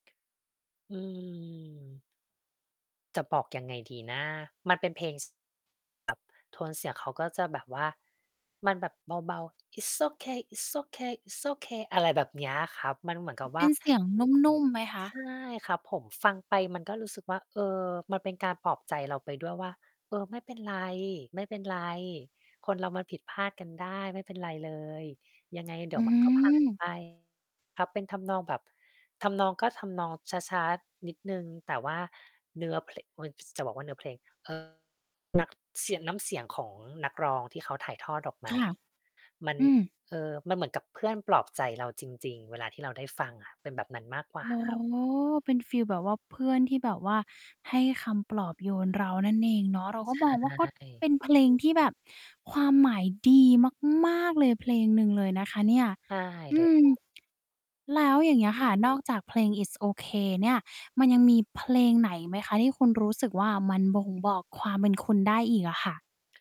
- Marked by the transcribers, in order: distorted speech; singing: "It's ok It's ok It's ok"; drawn out: "อ๋อ"; stressed: "ดีมาก ๆ"
- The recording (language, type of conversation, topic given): Thai, podcast, เพลงอะไรที่บอกความเป็นตัวคุณได้ดีที่สุด?